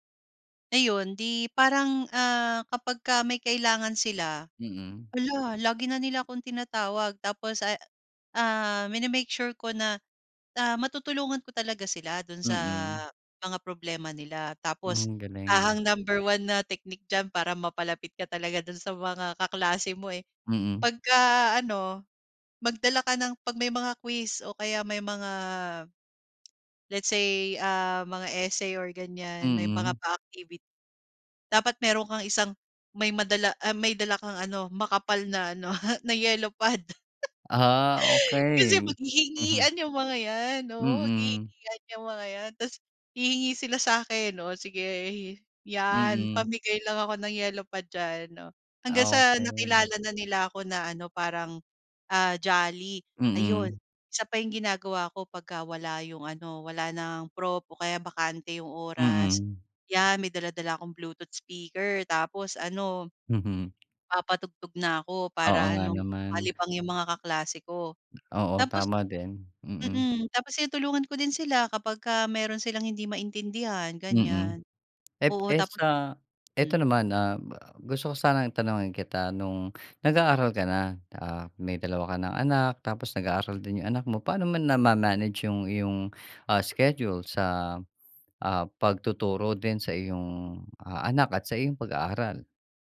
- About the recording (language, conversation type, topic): Filipino, podcast, Puwede mo bang ikuwento kung paano nagsimula ang paglalakbay mo sa pag-aaral?
- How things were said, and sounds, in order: chuckle; tapping